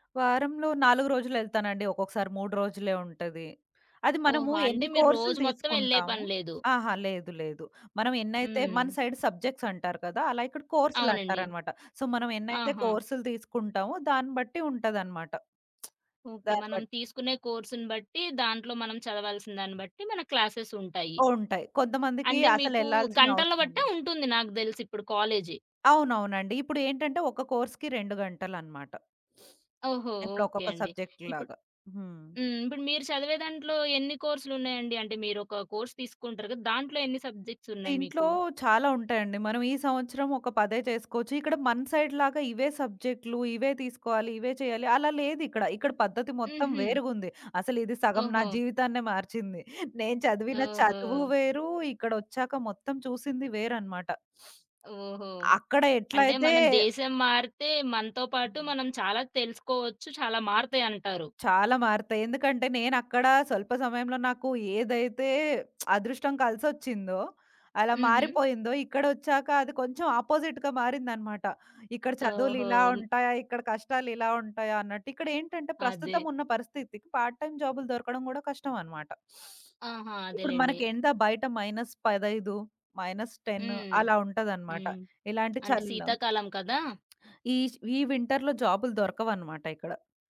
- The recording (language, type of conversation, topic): Telugu, podcast, స్వల్ప కాలంలో మీ జీవితాన్ని మార్చేసిన సంభాషణ ఏది?
- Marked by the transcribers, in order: in English: "సైడ్ సబ్జెక్ట్స్"; in English: "సో"; lip smack; in English: "కోర్స్‌కి"; sniff; in English: "సబ్జెక్ట్‌లాగా"; in English: "కోర్స్"; in English: "సబ్జెక్ట్స్"; in English: "సైడ్‌లాగా"; sniff; other background noise; lip smack; in English: "ఆపోజిట్‌గా"; in English: "పార్ట్ టైమ్"; sniff; in English: "మైనస్ పదయిదు మైనస్ టెన్"; in English: "వింటర్‌లో"